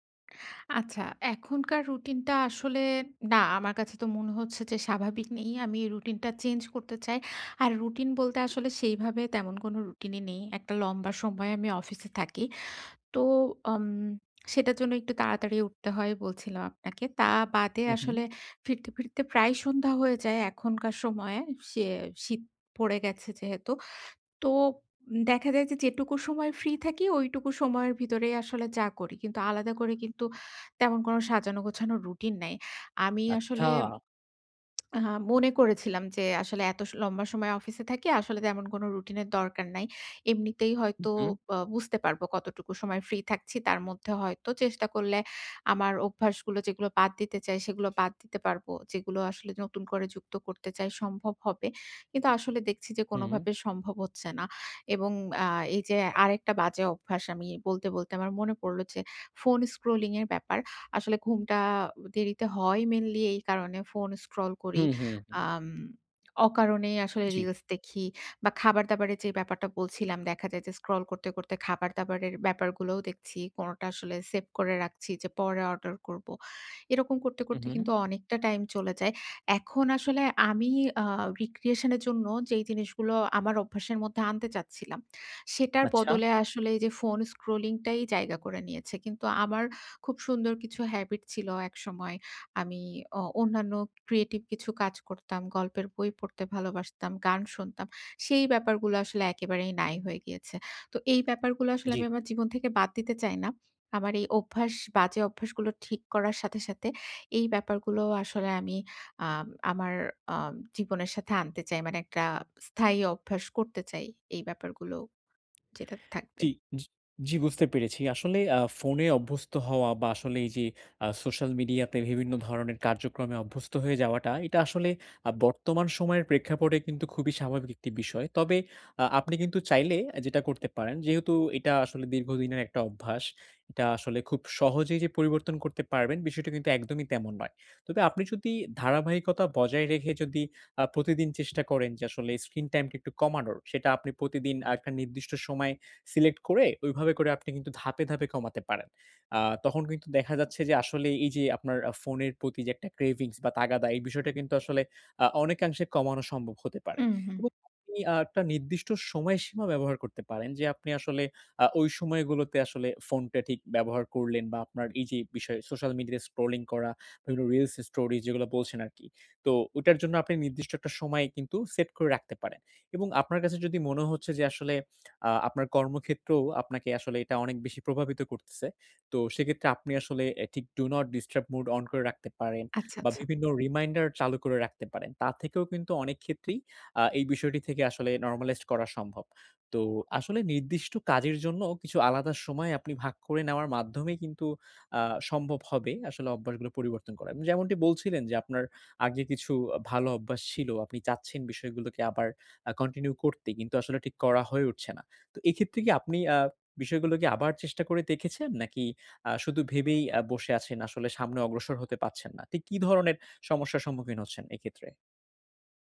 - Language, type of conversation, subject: Bengali, advice, কীভাবে আমি আমার অভ্যাসগুলোকে আমার পরিচয়ের সঙ্গে সামঞ্জস্য করব?
- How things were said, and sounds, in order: other background noise; other noise; in English: "রিক্রিয়েশন"; tapping; horn; in English: "ক্রেভিংস"; other street noise; in English: "Do Not Disturb Mode"; in English: "নরমালাইজড"